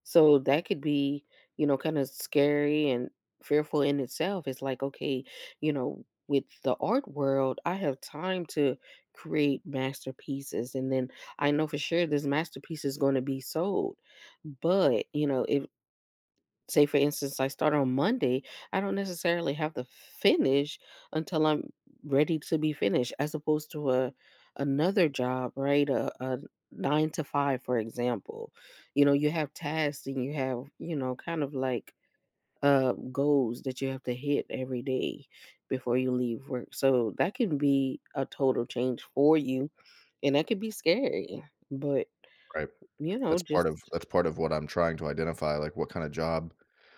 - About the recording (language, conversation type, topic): English, advice, How can I manage daily responsibilities without getting overwhelmed by stress?
- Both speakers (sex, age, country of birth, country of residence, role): female, 35-39, United States, United States, advisor; male, 35-39, United States, United States, user
- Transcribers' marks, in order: tapping